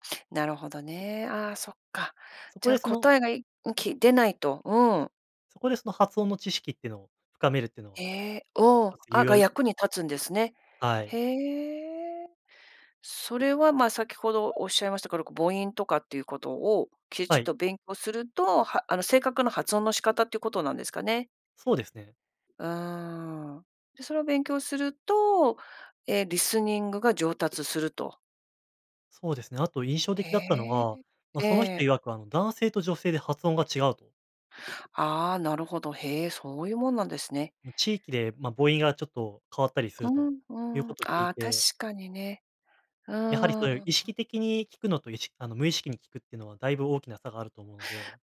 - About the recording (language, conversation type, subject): Japanese, podcast, 上達するためのコツは何ですか？
- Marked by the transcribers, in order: tapping